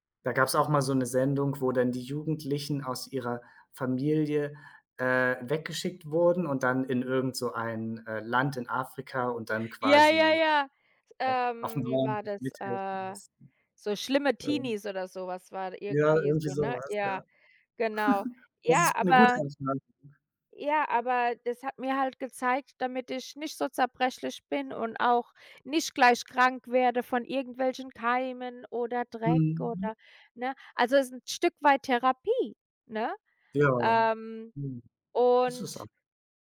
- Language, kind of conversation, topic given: German, unstructured, Was hast du durch dein Hobby über dich selbst gelernt?
- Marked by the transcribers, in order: chuckle